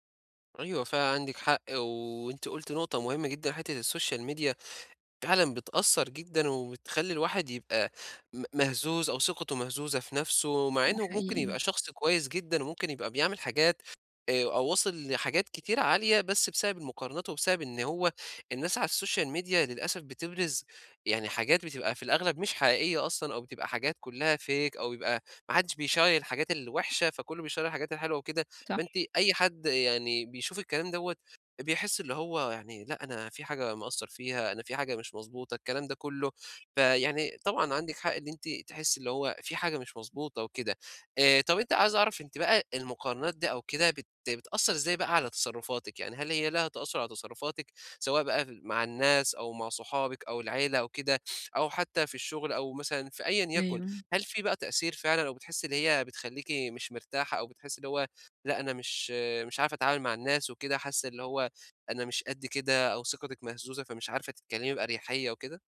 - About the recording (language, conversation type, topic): Arabic, advice, إزاي أبني ثقتي في نفسي من غير ما أقارن نفسي بالناس؟
- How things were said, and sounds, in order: in English: "الSocial Media"; in English: "الSocial Media"; in English: "Fake"; in English: "بيشيّر"; in English: "بيشيّر"; tapping; horn